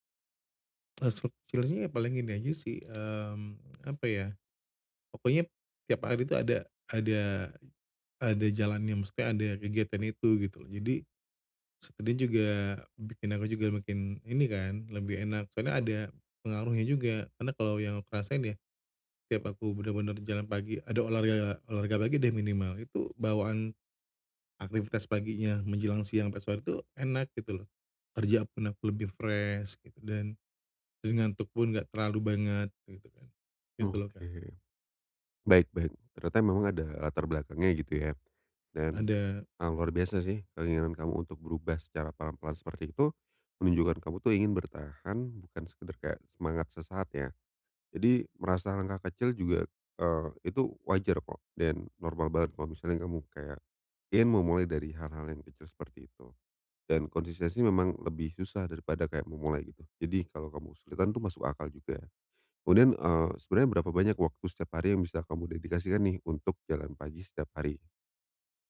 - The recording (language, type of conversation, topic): Indonesian, advice, Bagaimana cara memulai dengan langkah kecil setiap hari agar bisa konsisten?
- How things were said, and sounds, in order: other background noise; "sekalian" said as "sekedi"; in English: "fresh"